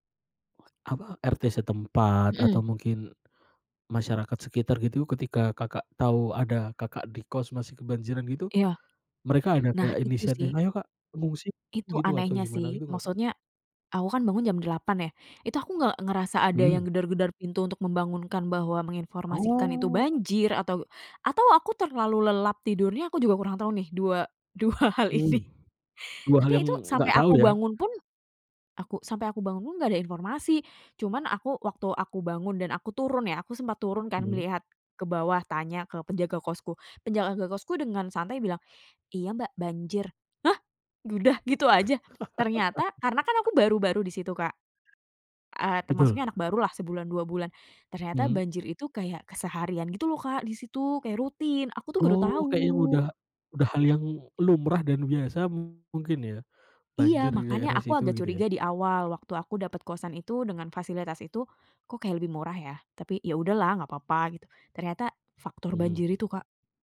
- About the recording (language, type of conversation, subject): Indonesian, podcast, Apa pengalamanmu menghadapi banjir atau kekeringan di lingkunganmu?
- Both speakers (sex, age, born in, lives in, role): female, 30-34, Indonesia, Indonesia, guest; male, 25-29, Indonesia, Indonesia, host
- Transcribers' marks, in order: tapping; laughing while speaking: "dua hal ini"; laugh